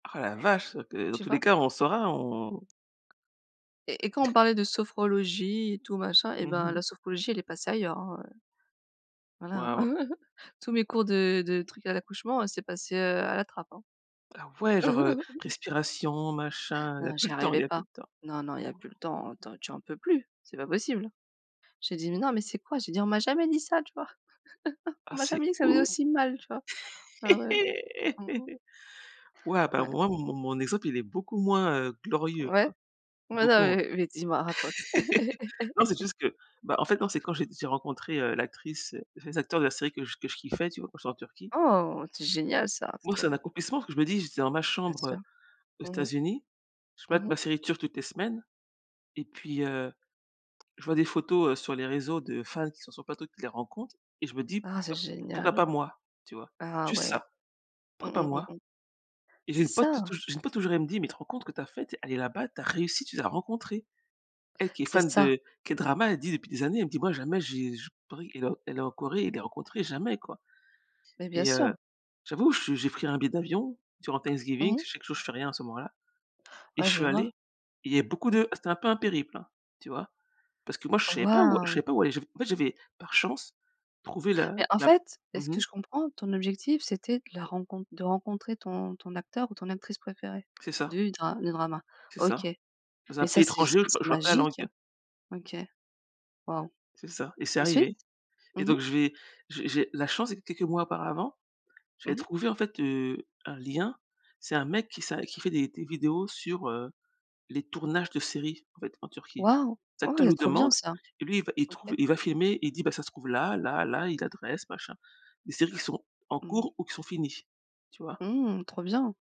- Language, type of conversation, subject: French, unstructured, Peux-tu partager un moment où tu as ressenti une vraie joie ?
- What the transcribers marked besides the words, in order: other background noise; laughing while speaking: "Hein"; chuckle; laugh; laugh; laugh